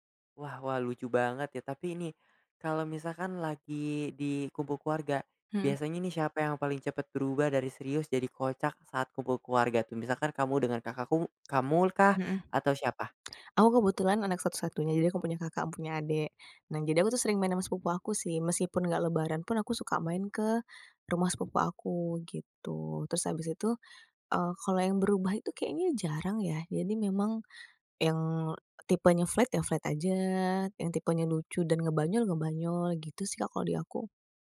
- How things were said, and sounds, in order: tapping; in English: "flat"; in English: "flat"
- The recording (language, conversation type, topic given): Indonesian, podcast, Apa kebiasaan lucu antar saudara yang biasanya muncul saat kalian berkumpul?